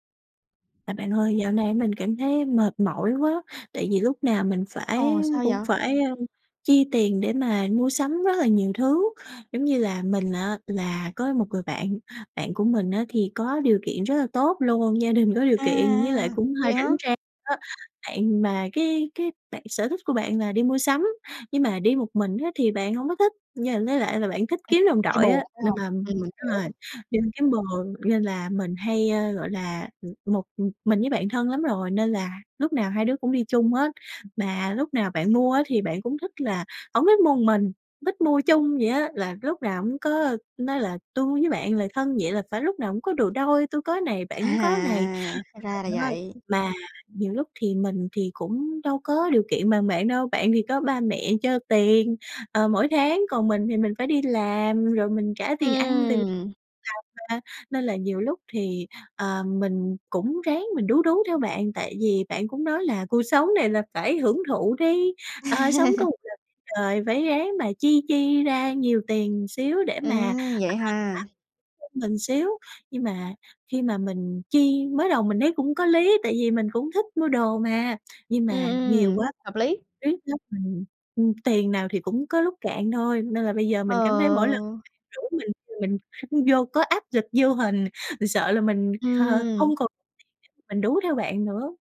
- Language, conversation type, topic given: Vietnamese, advice, Bạn làm gì khi cảm thấy bị áp lực phải mua sắm theo xu hướng và theo mọi người xung quanh?
- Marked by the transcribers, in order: tapping; laughing while speaking: "gia đình có điều kiện"; other background noise; unintelligible speech; other noise; laughing while speaking: "À"; unintelligible speech; unintelligible speech; laugh; unintelligible speech; unintelligible speech; unintelligible speech; laughing while speaking: "ờ"; unintelligible speech